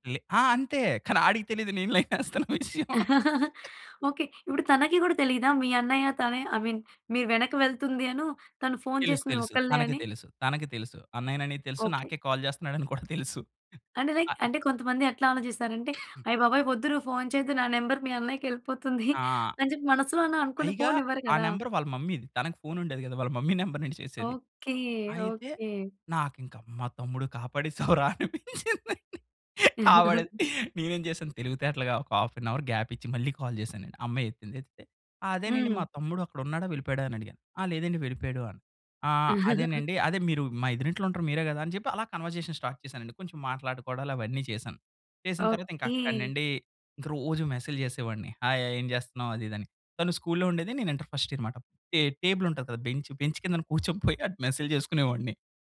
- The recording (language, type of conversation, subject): Telugu, podcast, మొదటి ప్రేమ జ్ఞాపకాన్ని మళ్లీ గుర్తు చేసే పాట ఏది?
- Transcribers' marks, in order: laughing while speaking: "నేను లైనెస్తున్న విషయం"; chuckle; in English: "అయ్ మీన్"; in English: "కాల్"; laughing while speaking: "తెలుసు"; in English: "లైక్"; cough; chuckle; laughing while speaking: "కాపాడేసావురా అనిపించిందండి. కాపాడేది"; in English: "హాఫ్ అన్ అవర్"; chuckle; in English: "కాల్"; chuckle; in English: "కన్వర్జేషన్ స్టార్ట్"; in English: "హాయ్ హాయ్"; in English: "ఫస్ట్ ఇయర్"